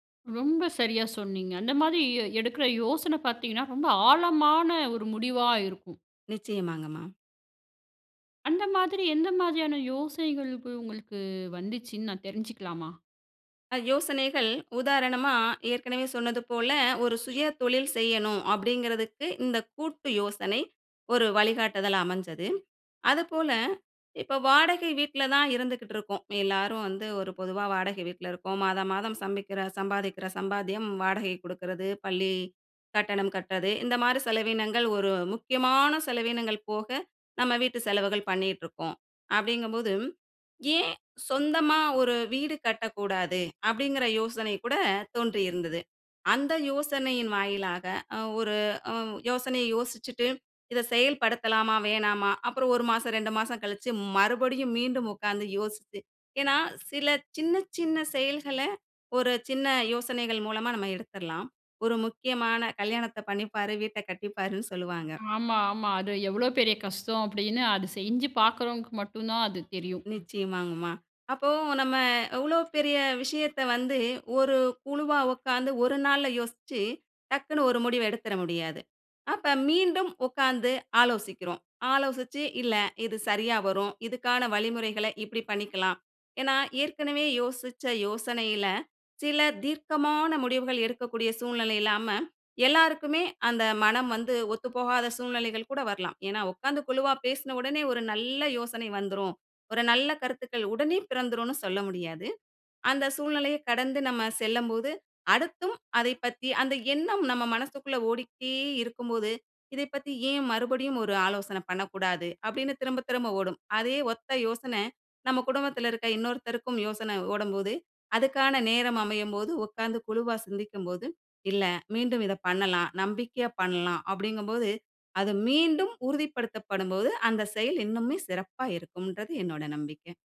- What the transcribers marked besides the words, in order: none
- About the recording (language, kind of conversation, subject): Tamil, podcast, சேர்ந்து யோசிக்கும்போது புதிய யோசனைகள் எப்படிப் பிறக்கின்றன?